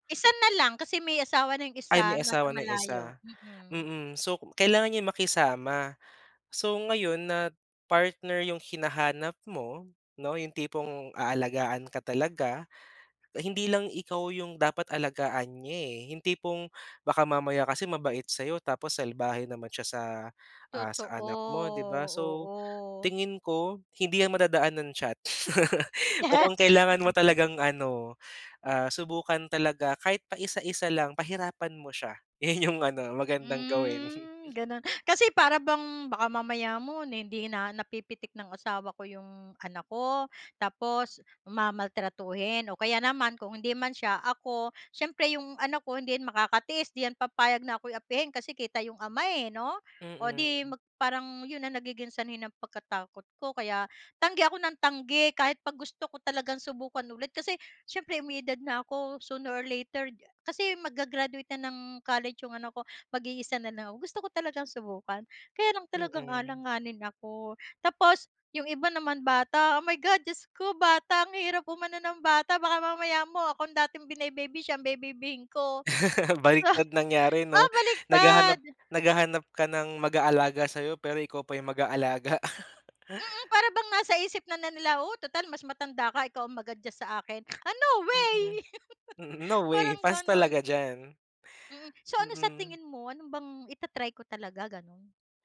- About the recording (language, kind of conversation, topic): Filipino, advice, Bakit ako natatakot na subukan muli matapos ang paulit-ulit na pagtanggi?
- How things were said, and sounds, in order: laugh; chuckle; laugh; laugh; laugh; laugh